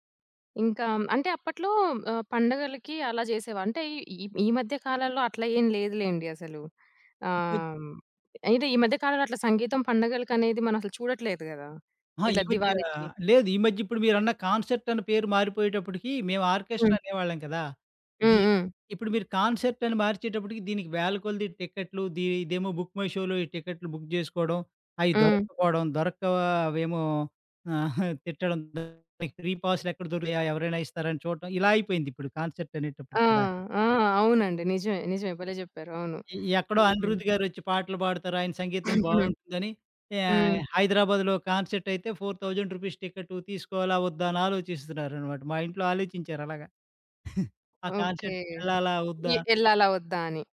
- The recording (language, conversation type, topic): Telugu, podcast, ప్రత్యక్ష సంగీత కార్యక్రమానికి ఎందుకు వెళ్తారు?
- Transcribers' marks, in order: in English: "ఆర్కెస్ట్రా"; in English: "బుక్ మై షోలో"; in English: "బుక్"; giggle; in English: "ఫ్రీ"; other background noise; giggle; in English: "ఫోర్ థౌసండ్ రూపీస్"; chuckle; in English: "కాన్సెర్ట్‌కెళ్ళాలా"